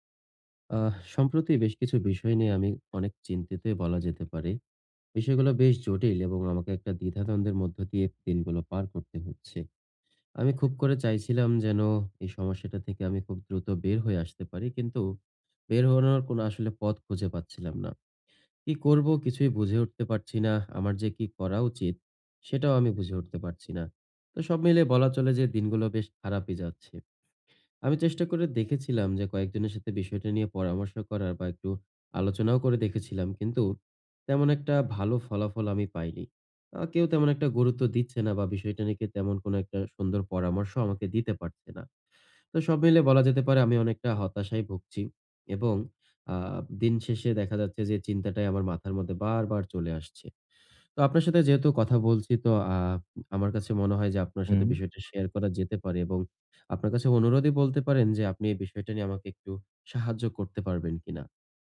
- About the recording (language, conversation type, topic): Bengali, advice, আমি কীভাবে প্রতিদিন সহজভাবে স্বাস্থ্যকর অভ্যাসগুলো সততার সঙ্গে বজায় রেখে ধারাবাহিক থাকতে পারি?
- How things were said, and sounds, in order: other background noise